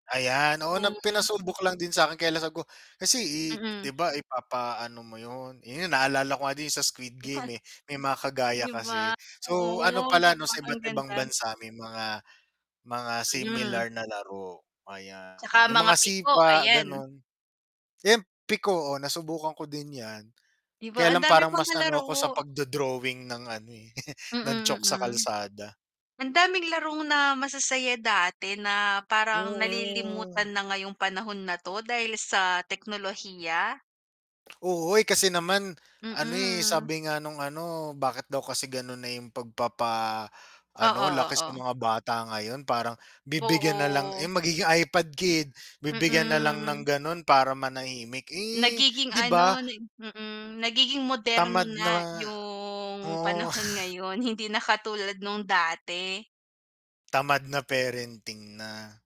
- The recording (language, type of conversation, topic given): Filipino, unstructured, Ano ang kuwento ng pinakamasaya mong bakasyon noong kabataan mo?
- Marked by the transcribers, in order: distorted speech; laugh; chuckle; drawn out: "Oo"; drawn out: "Mm"; drawn out: "yung"; laughing while speaking: "oo"